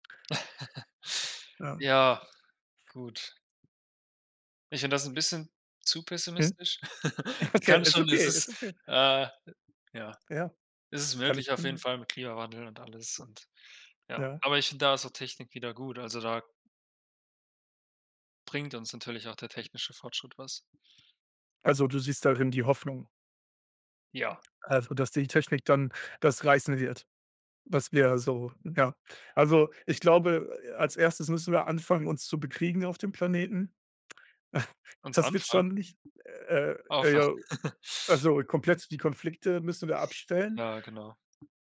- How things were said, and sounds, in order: chuckle; unintelligible speech; laughing while speaking: "okay"; laugh; unintelligible speech; chuckle; other background noise; unintelligible speech; laugh
- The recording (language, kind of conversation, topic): German, unstructured, Wie bist du zu deinem aktuellen Job gekommen?